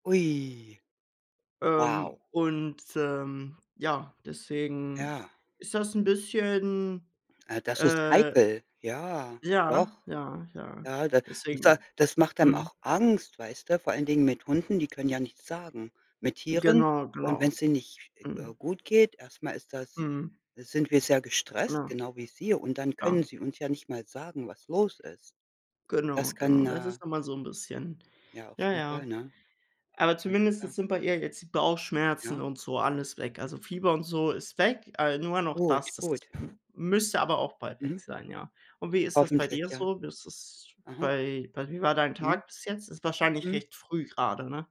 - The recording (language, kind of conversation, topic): German, unstructured, Was macht dich in deinem Alltag glücklich?
- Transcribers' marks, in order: other background noise; tapping